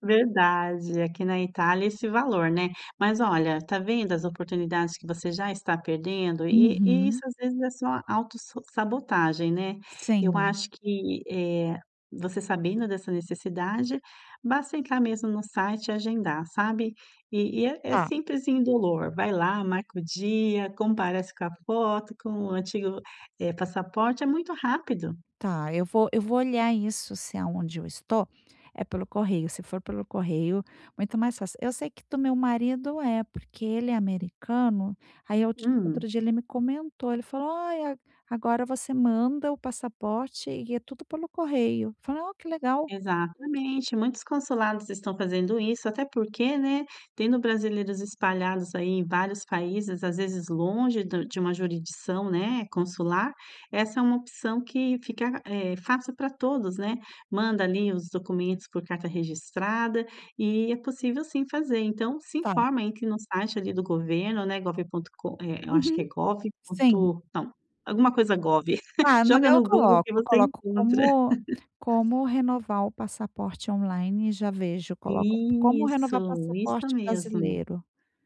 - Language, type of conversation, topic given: Portuguese, advice, Como posso organizar minhas prioridades quando tudo parece urgente demais?
- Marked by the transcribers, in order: giggle; laugh; other background noise